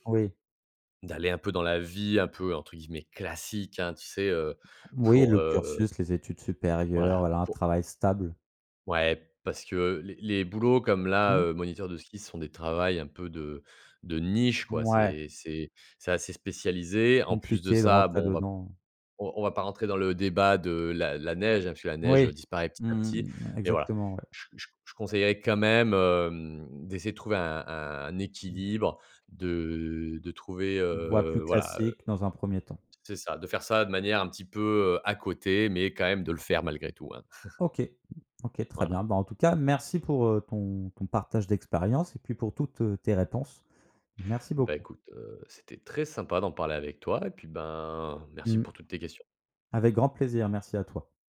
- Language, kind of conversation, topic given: French, podcast, Comment choisis-tu entre la sécurité et la passion dans ton travail ?
- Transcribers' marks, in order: other noise; chuckle